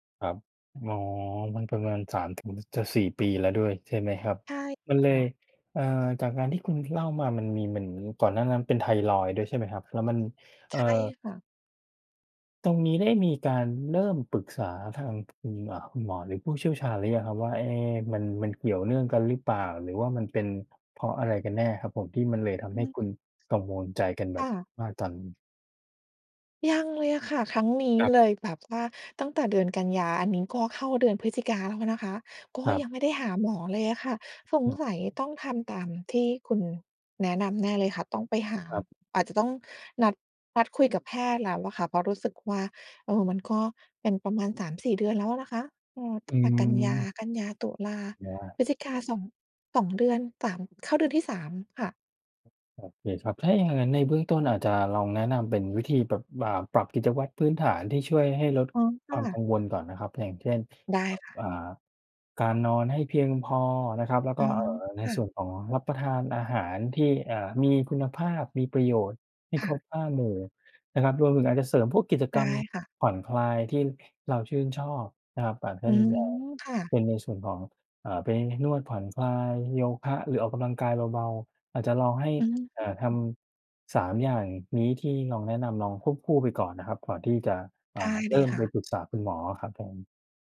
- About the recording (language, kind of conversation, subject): Thai, advice, ทำไมฉันถึงวิตกกังวลเรื่องสุขภาพทั้งที่ไม่มีสาเหตุชัดเจน?
- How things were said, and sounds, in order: tapping; other background noise